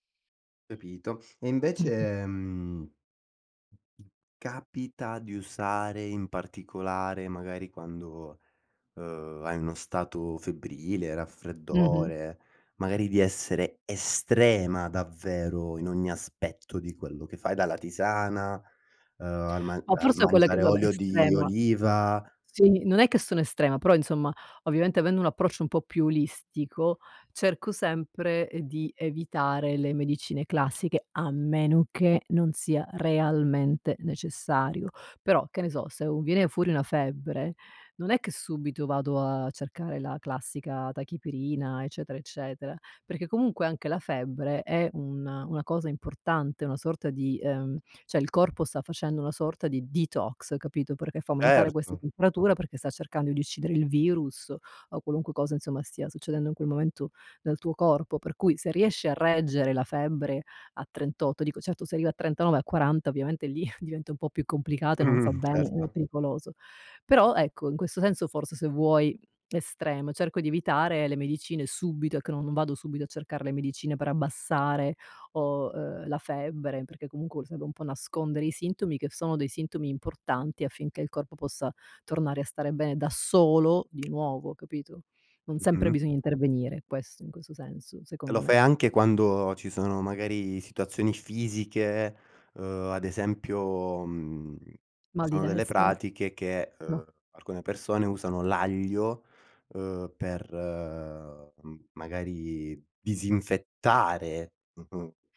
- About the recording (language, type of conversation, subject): Italian, podcast, Quali alimenti pensi che aiutino la guarigione e perché?
- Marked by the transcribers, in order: other background noise; stressed: "estrema"; "olistico" said as "listico"; stressed: "a meno che"; "cioè" said as "ceh"; in English: "detox"; put-on voice: "detox"; chuckle; laughing while speaking: "Mh-mh"; stressed: "solo"